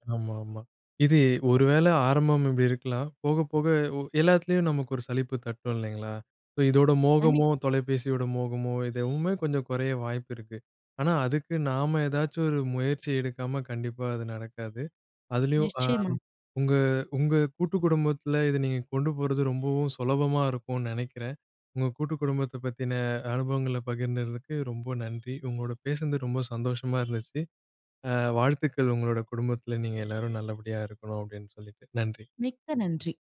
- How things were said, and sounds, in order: horn
- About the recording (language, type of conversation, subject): Tamil, podcast, நீங்கள் உங்கள் குடும்பத்துடன் ஆரோக்கியமான பழக்கங்களை எப்படிப் பகிர்ந்து கொள்கிறீர்கள்?